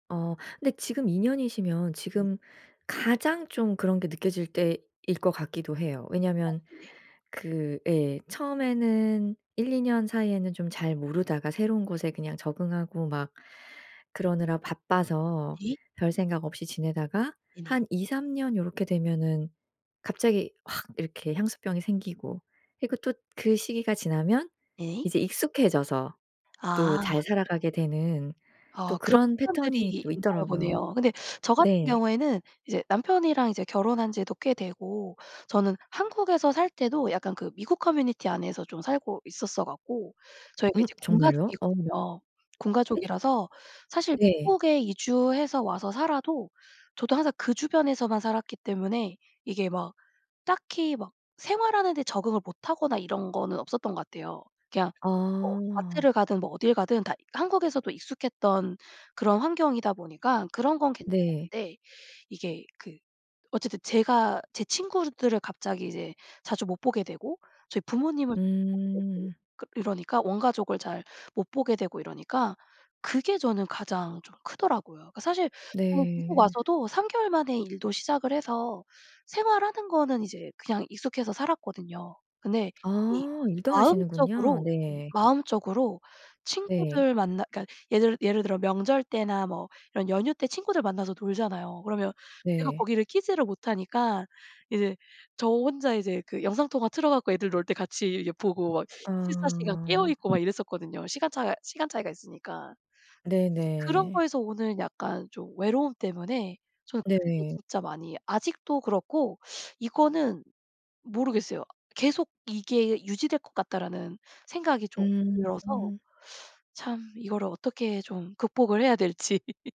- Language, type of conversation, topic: Korean, podcast, 외로움을 느낄 때 보통 무엇을 하시나요?
- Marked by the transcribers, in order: other background noise; tapping; in English: "패턴이"; in English: "커뮤니티"; unintelligible speech; unintelligible speech; teeth sucking; laugh